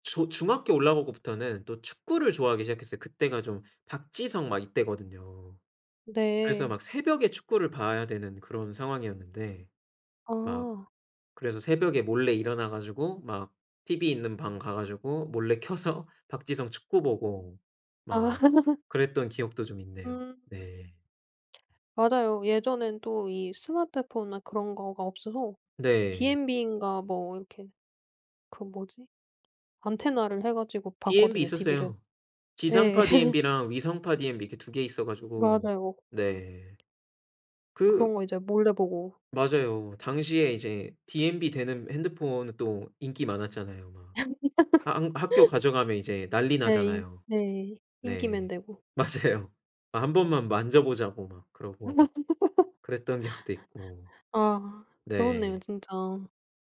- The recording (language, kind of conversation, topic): Korean, podcast, 어렸을 때 즐겨 보던 TV 프로그램은 무엇이었고, 어떤 점이 가장 기억에 남나요?
- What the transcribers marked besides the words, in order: laughing while speaking: "아"; laugh; other background noise; tapping; laugh; laugh; laughing while speaking: "맞아요"; laugh; laughing while speaking: "기억도"